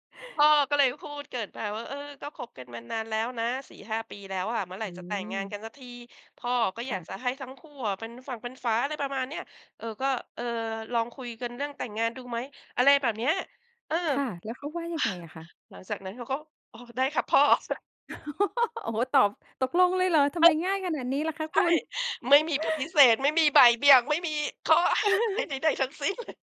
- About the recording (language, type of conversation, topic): Thai, podcast, ประสบการณ์ชีวิตแต่งงานของคุณเป็นอย่างไร เล่าให้ฟังได้ไหม?
- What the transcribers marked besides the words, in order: exhale; chuckle; laugh; unintelligible speech; laugh; chuckle; laughing while speaking: "เลย"